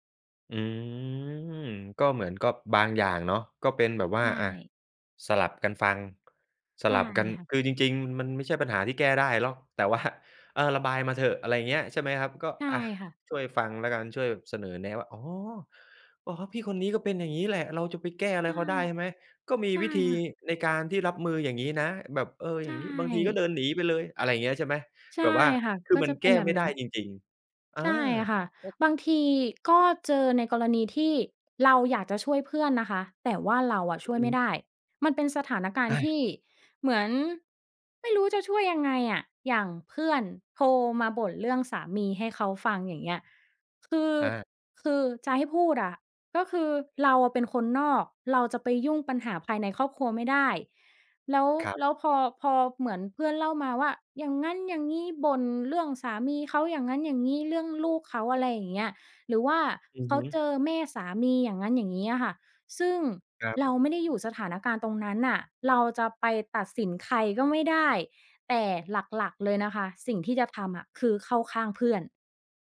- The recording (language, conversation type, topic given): Thai, podcast, ทำอย่างไรจะเป็นเพื่อนที่รับฟังได้ดีขึ้น?
- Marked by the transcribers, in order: laughing while speaking: "ว่า"; other noise; tapping